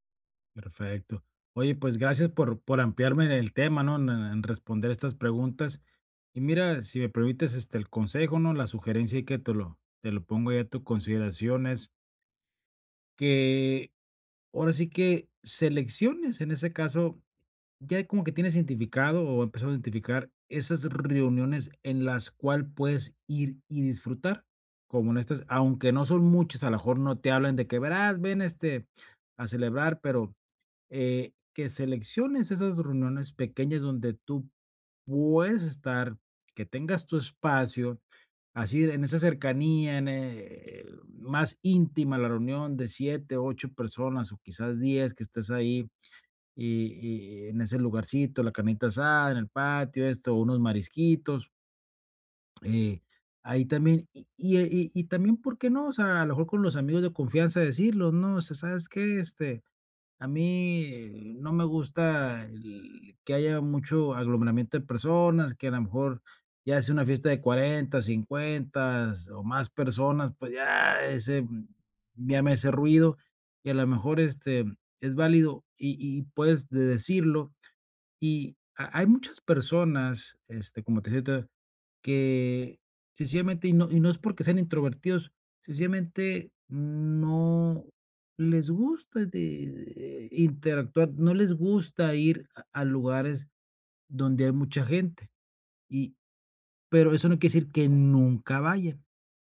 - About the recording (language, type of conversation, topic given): Spanish, advice, ¿Cómo puedo manejar el agotamiento social en fiestas y reuniones?
- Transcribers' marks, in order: none